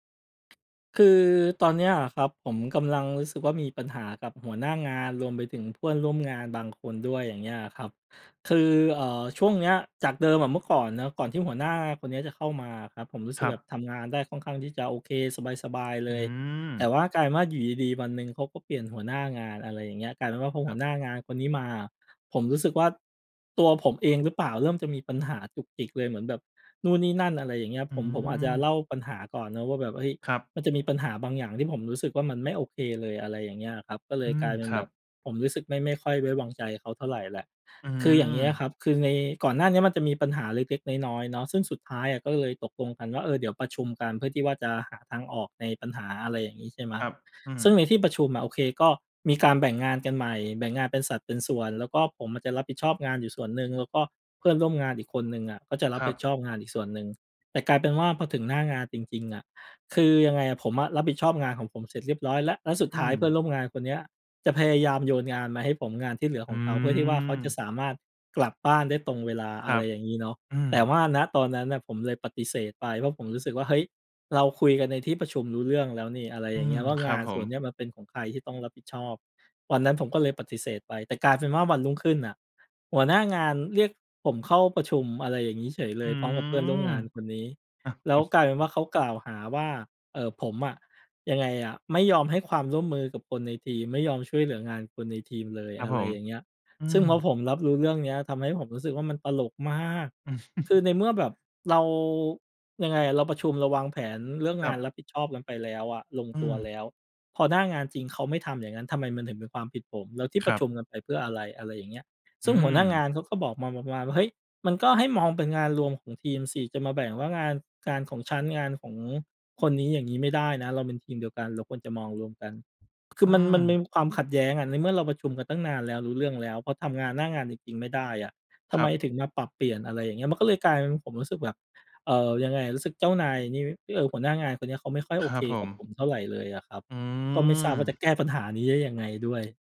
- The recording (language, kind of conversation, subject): Thai, advice, คุณควรทำอย่างไรเมื่อเจ้านายจุกจิกและไว้ใจไม่ได้เวลามอบหมายงาน?
- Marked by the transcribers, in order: other background noise; tapping; chuckle; chuckle